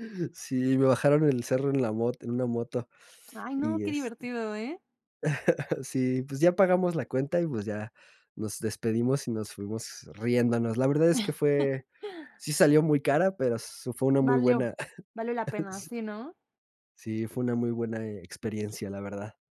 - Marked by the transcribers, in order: other noise; laugh; laugh; chuckle
- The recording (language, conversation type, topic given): Spanish, podcast, ¿Cuál ha sido tu experiencia más divertida con tus amigos?